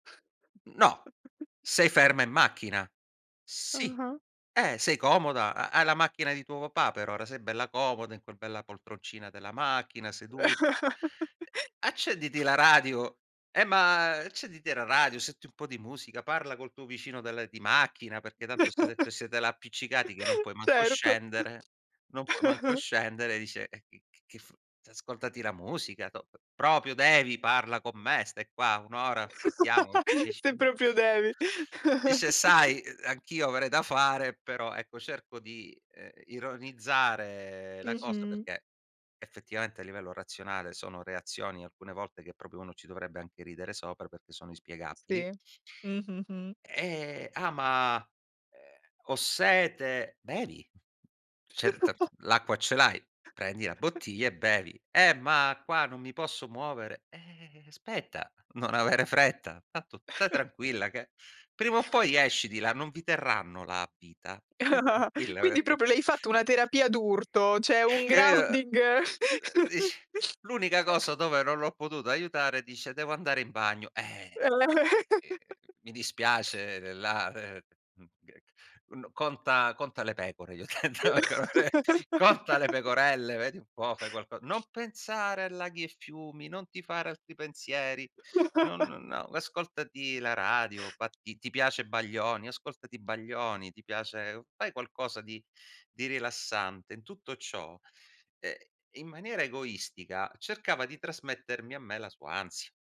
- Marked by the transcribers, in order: chuckle; chuckle; chuckle; other background noise; chuckle; "proprio" said as "propio"; chuckle; "proprio" said as "propio"; chuckle; unintelligible speech; "proprio" said as "propio"; tapping; chuckle; "aspetta" said as "spetta"; "Tanto" said as "tato"; chuckle; chuckle; "proprio" said as "propio"; sigh; in English: "grounding"; chuckle; chuckle; laughing while speaking: "ho detto"; unintelligible speech; chuckle; chuckle
- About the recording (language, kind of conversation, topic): Italian, podcast, Come tieni sotto controllo l’ansia nella vita di tutti i giorni?